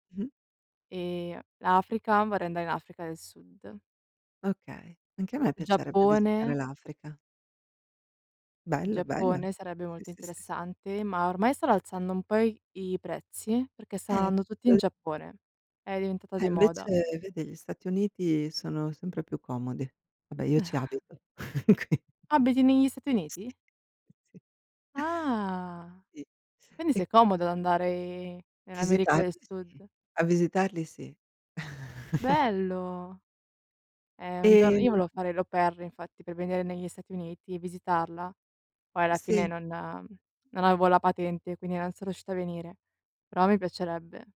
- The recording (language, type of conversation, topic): Italian, unstructured, Cosa ti piace fare quando esplori un posto nuovo?
- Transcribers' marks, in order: chuckle; chuckle; laughing while speaking: "Quin"; chuckle; drawn out: "Ah"; chuckle; in French: "au pair"; other background noise